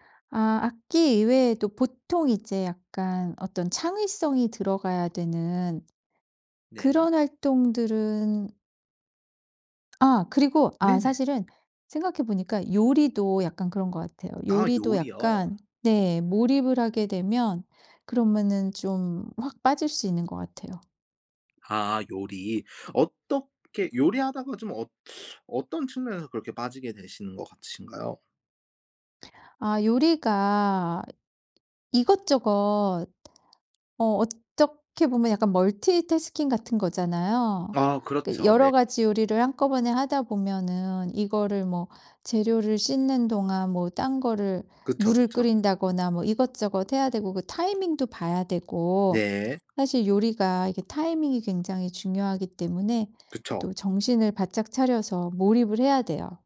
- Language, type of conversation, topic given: Korean, podcast, 어떤 활동을 할 때 완전히 몰입하시나요?
- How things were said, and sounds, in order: other background noise